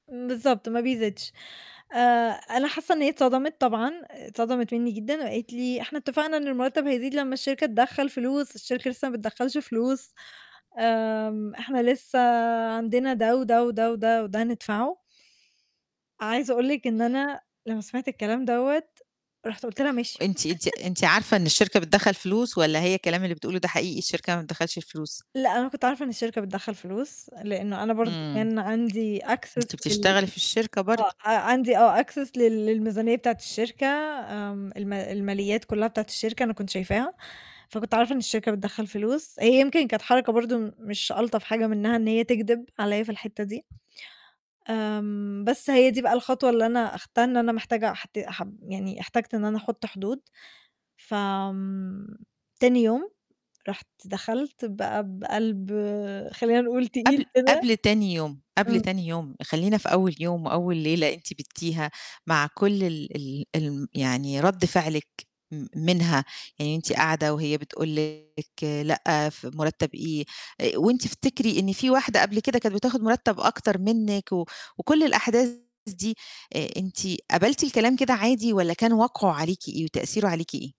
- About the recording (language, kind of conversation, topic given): Arabic, podcast, إزاي قررت تقول «لا» أكتر وتحط حدود؟
- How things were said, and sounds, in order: laugh; in English: "access"; in English: "access"; distorted speech